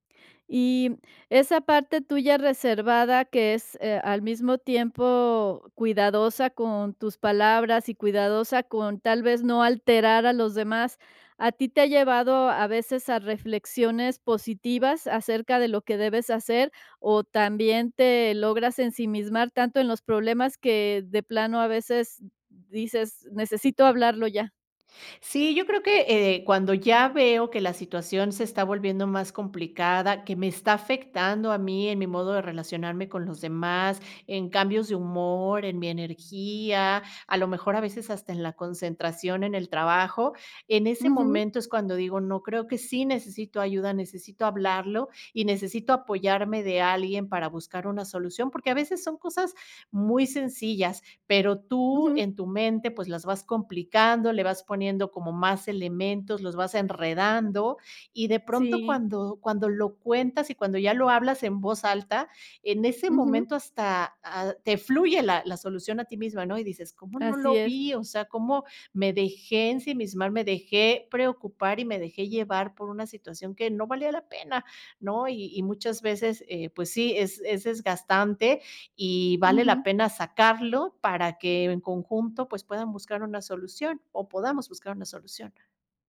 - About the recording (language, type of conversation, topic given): Spanish, podcast, ¿Qué rol juegan tus amigos y tu familia en tu tranquilidad?
- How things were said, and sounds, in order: none